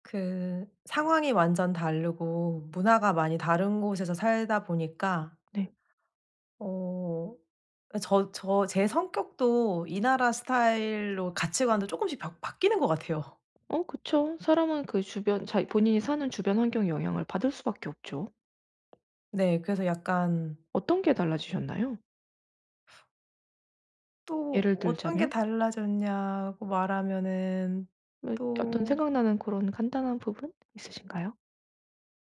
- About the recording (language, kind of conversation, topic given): Korean, advice, 멀리 이사한 뒤에도 가족과 친한 친구들과 어떻게 계속 연락하며 관계를 유지할 수 있을까요?
- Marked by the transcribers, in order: tapping